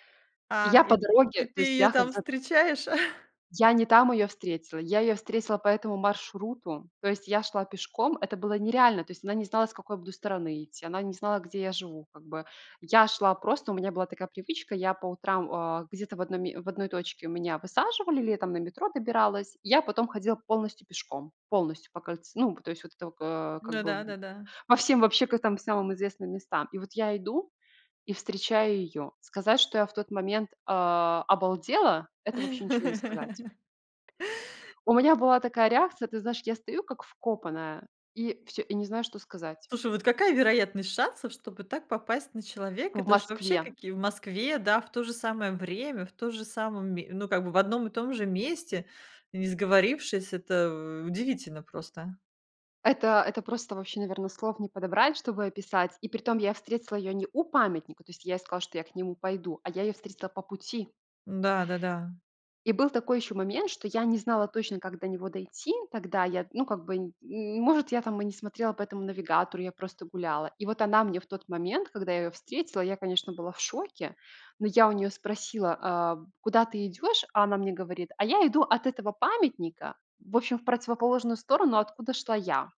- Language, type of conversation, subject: Russian, podcast, Как ты познакомился(ась) с незнакомцем, который помог тебе найти дорогу?
- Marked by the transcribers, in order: unintelligible speech; laughing while speaking: "встречаешь?"; laugh